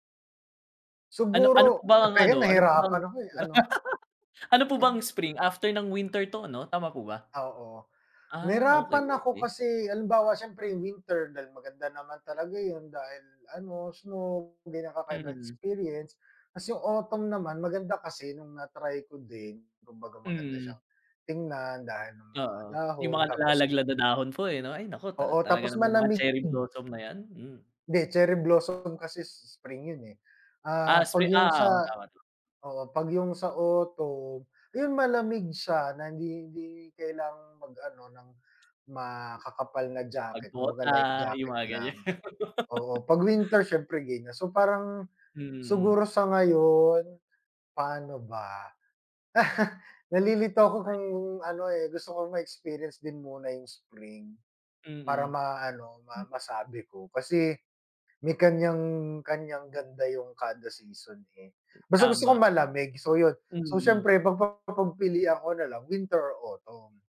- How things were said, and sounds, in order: laugh; other background noise; laughing while speaking: "ganyan"; laugh; laugh
- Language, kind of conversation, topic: Filipino, unstructured, Paano mo pinipili ang mga destinasyong bibisitahin mo?